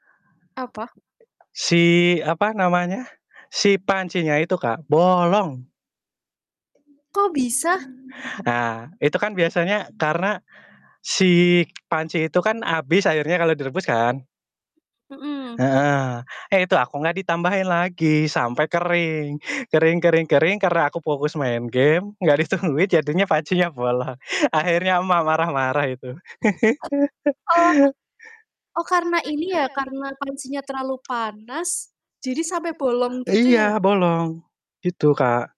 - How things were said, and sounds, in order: other background noise; background speech; laughing while speaking: "ditungguin"; laughing while speaking: "bolong"; laugh; distorted speech
- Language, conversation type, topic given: Indonesian, unstructured, Apa kenangan paling manis Anda tentang makanan keluarga?